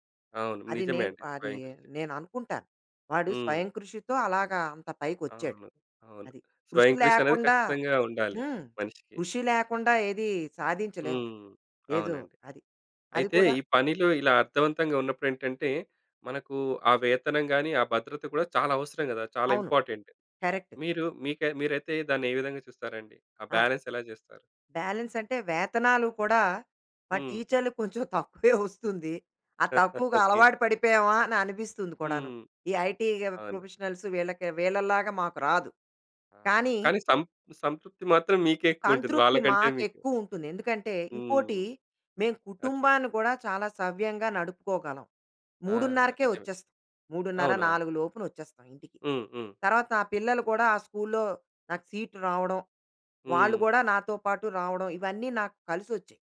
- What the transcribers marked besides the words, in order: in English: "ఇంపార్టెంట్"; in English: "కరెక్ట్"; in English: "బాలన్స్"; chuckle; in English: "ఐటీ ప్రొఫెషనల్స్"; in English: "స్కూల్లొ"; in English: "సీట్"
- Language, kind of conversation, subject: Telugu, podcast, మీరు చేసే పనిలో మీకు విలువగా అనిపించేది ఎలా కనుగొంటారు?